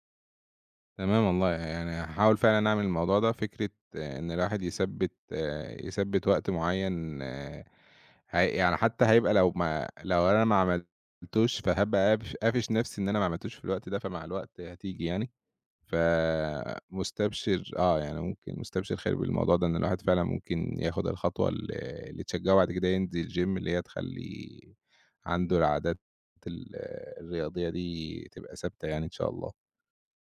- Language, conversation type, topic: Arabic, advice, إزاي أوازن بين الشغل وألاقي وقت للتمارين؟
- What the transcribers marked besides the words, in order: in English: "الgym"